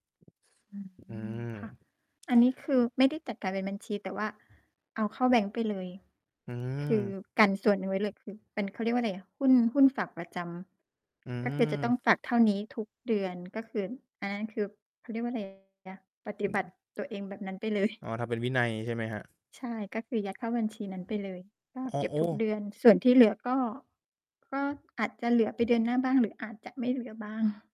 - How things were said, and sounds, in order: distorted speech
- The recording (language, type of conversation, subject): Thai, unstructured, ทำไมคนส่วนใหญ่ถึงยังมีปัญหาหนี้สินอยู่ตลอดเวลา?